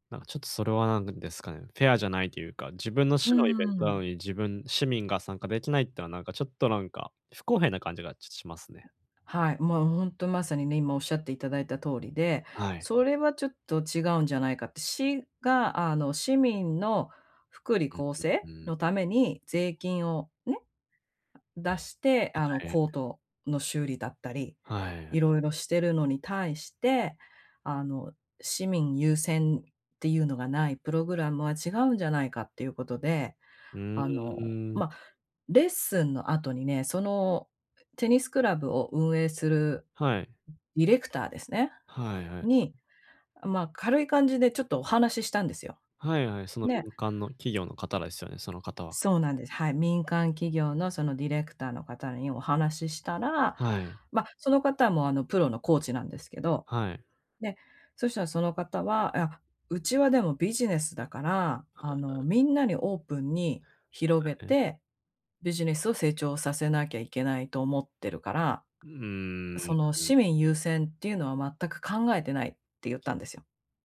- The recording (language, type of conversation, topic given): Japanese, advice, 反論すべきか、それとも手放すべきかをどう判断すればよいですか？
- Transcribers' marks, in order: other background noise